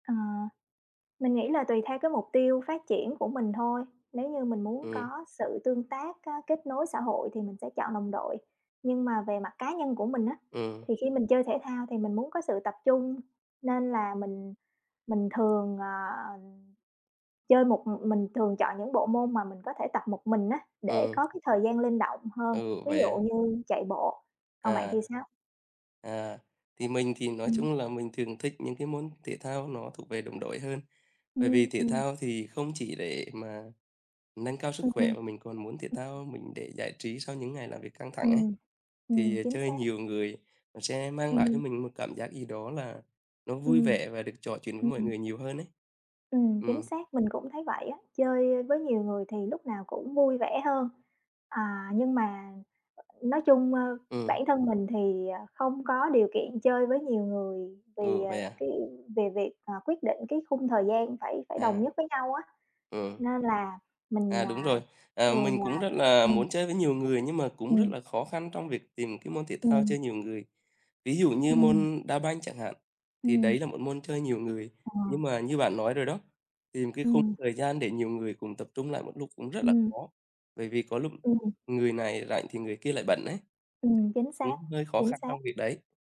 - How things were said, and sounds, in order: tapping; other background noise; unintelligible speech
- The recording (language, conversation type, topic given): Vietnamese, unstructured, Những yếu tố nào bạn cân nhắc khi chọn một môn thể thao để chơi?
- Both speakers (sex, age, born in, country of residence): female, 30-34, Vietnam, Vietnam; male, 35-39, Vietnam, Vietnam